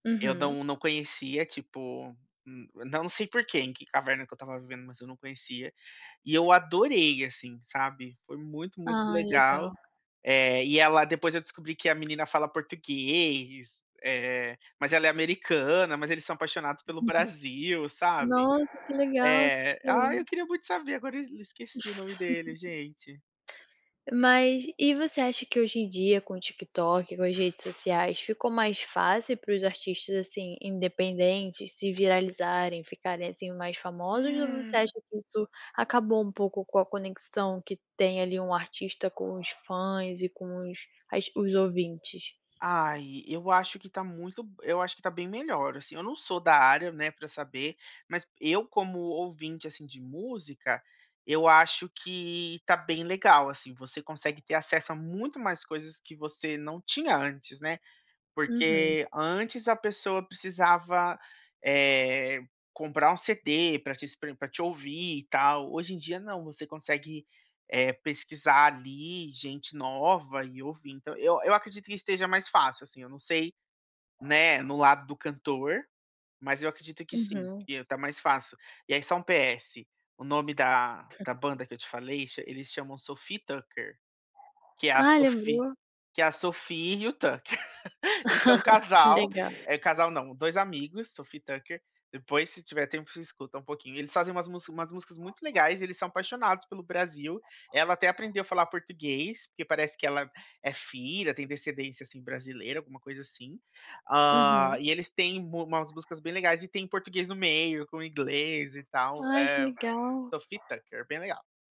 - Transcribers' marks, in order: tapping; unintelligible speech; other background noise; laugh; dog barking; other noise; laugh; laugh
- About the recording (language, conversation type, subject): Portuguese, podcast, Como algumas músicas despertam lembranças fortes em você?